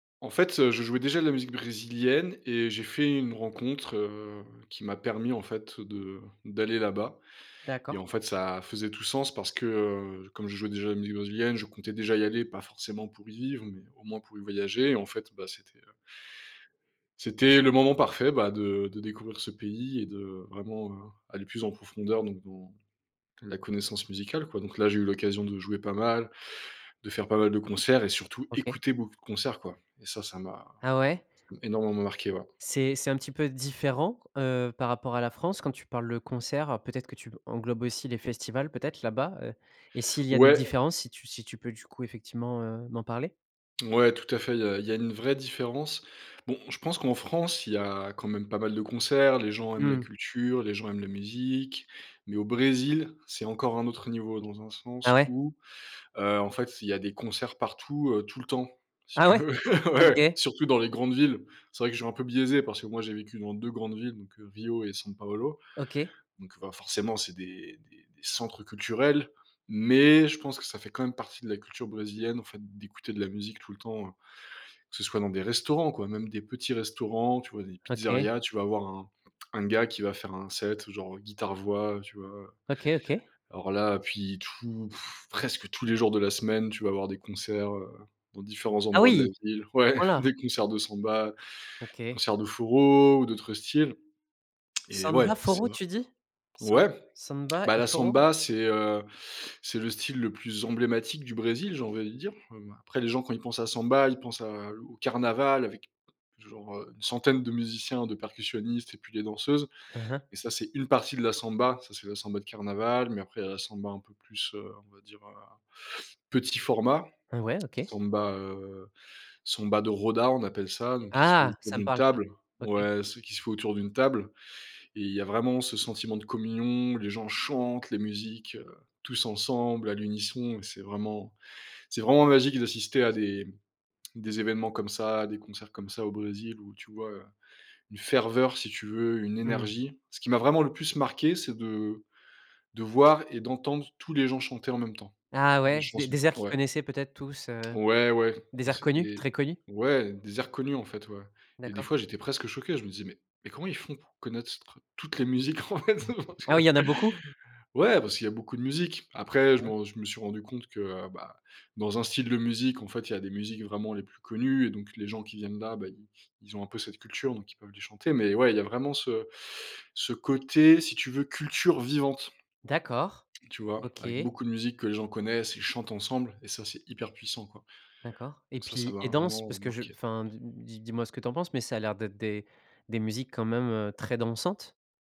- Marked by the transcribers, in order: other background noise; chuckle; laughing while speaking: "ouais"; stressed: "Mais"; "partie" said as "parfie"; anticipating: "Ah oui !"; laughing while speaking: "Ouais"; stressed: "forró"; tapping; tongue click; "envie" said as "envé"; stressed: "ferveur"; laughing while speaking: "en fait. Parce que"; chuckle; stressed: "culture"
- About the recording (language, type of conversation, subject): French, podcast, En quoi voyager a-t-il élargi ton horizon musical ?